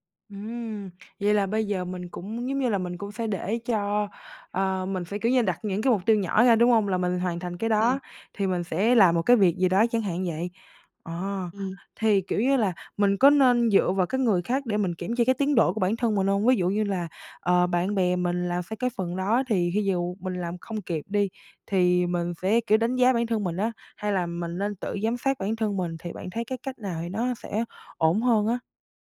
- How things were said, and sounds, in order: tapping
- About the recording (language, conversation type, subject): Vietnamese, advice, Làm thế nào để ước lượng thời gian làm nhiệm vụ chính xác hơn và tránh bị trễ?